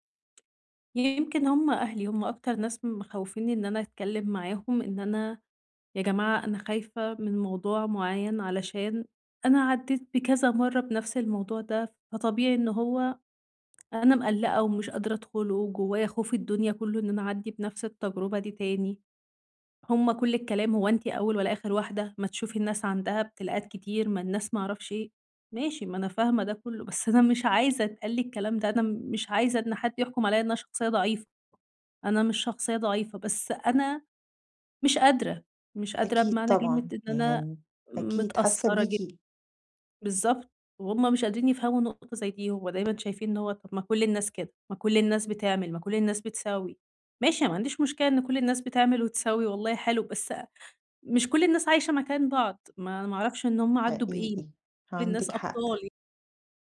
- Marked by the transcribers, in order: tapping
- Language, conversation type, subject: Arabic, advice, إزاي أتكلم عن مخاوفي من غير ما أحس بخجل أو أخاف من حكم الناس؟